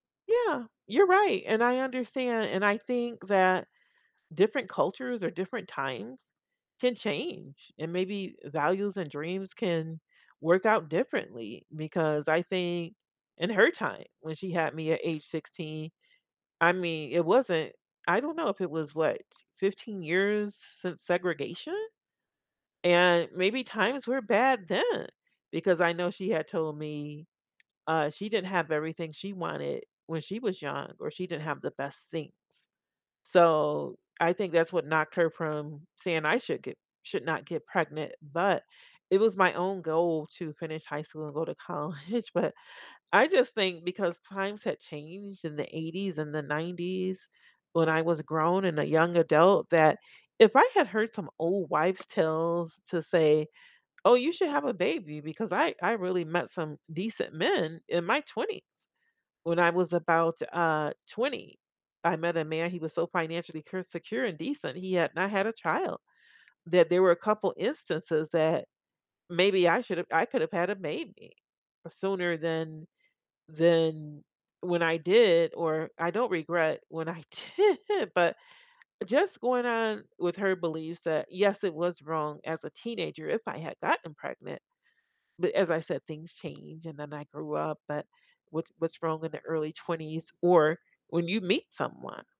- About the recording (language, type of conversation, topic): English, unstructured, Do you think society values certain dreams more than others?
- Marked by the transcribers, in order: tapping; laughing while speaking: "college"; laughing while speaking: "I did"